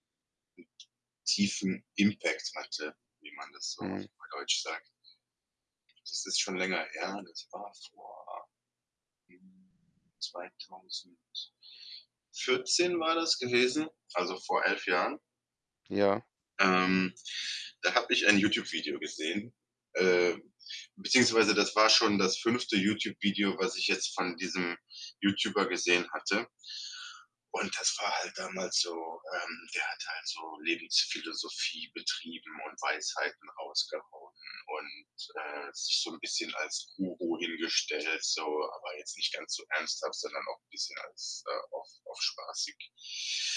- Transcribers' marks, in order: distorted speech; in English: "Impact"; other background noise
- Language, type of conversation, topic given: German, podcast, Kannst du von einem Zufall erzählen, der dein Leben verändert hat?